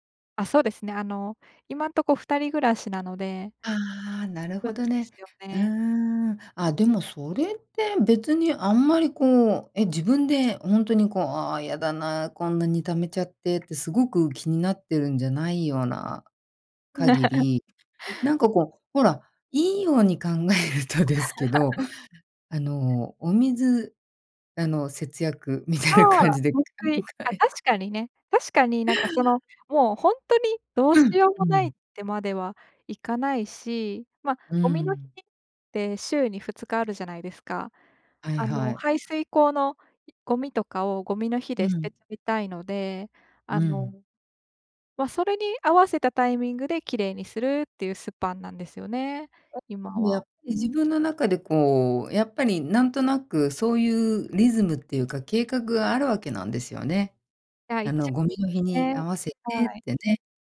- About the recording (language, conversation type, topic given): Japanese, advice, 家事や日課の優先順位をうまく決めるには、どうしたらよいですか？
- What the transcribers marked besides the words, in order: laugh; laugh; laughing while speaking: "考えるとですけど"; laughing while speaking: "節約みたいな感じで考え"; other background noise